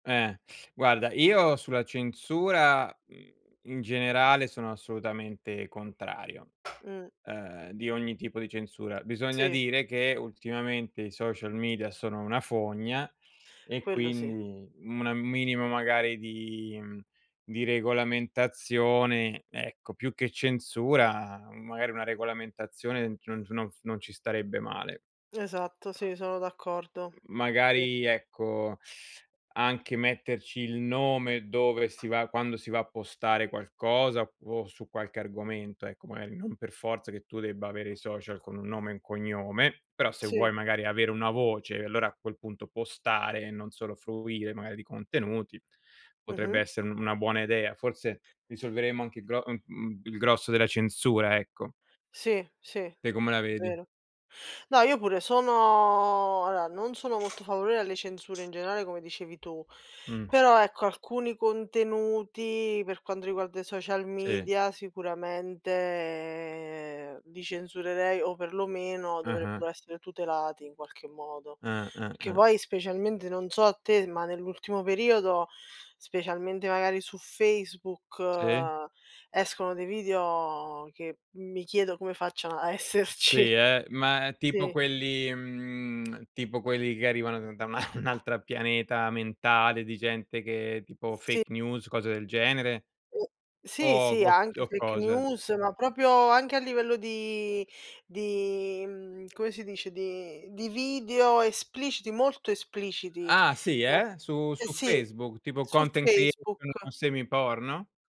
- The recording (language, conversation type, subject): Italian, unstructured, Come ti senti riguardo alla censura sui social media?
- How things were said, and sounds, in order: tapping; other noise; teeth sucking; other background noise; drawn out: "sono"; "allora" said as "alloa"; drawn out: "sicuramente"; laughing while speaking: "esserci"; tongue click; laughing while speaking: "al altro"; in English: "fake news"; unintelligible speech; unintelligible speech; in English: "fake news"; "proprio" said as "propio"; unintelligible speech